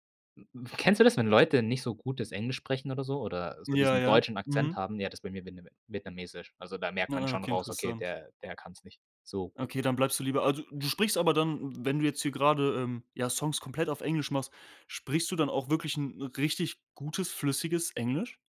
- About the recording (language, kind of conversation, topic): German, podcast, Hast du schon einmal zufällig eine neue Leidenschaft entdeckt?
- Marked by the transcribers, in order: stressed: "so"